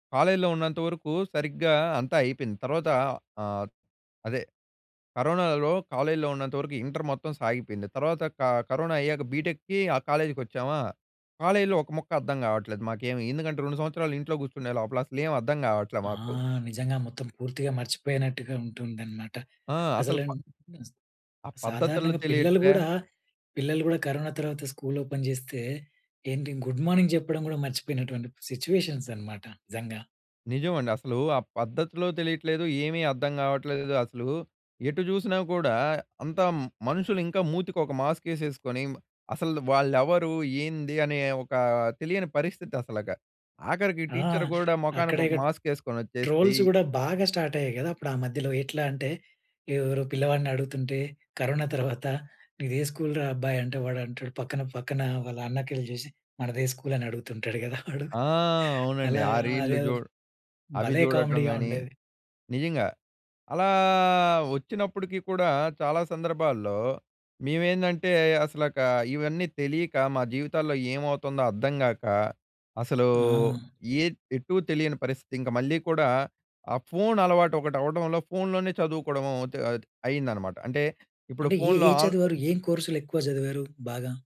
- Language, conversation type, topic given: Telugu, podcast, ఆన్‌లైన్ కోర్సులు మీకు ఎలా ఉపయోగపడాయి?
- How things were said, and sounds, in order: in English: "బీటెక్‌కి"; other noise; in English: "ఓపెన్"; in English: "గుడ్ మార్నింగ్"; in English: "సిట్యుయేషన్స్"; in English: "మాస్క్"; in English: "టీచర్"; in English: "మాస్క్"; in English: "ట్రోల్స్"; in English: "స్టార్ట్"; chuckle; chuckle; drawn out: "అలా"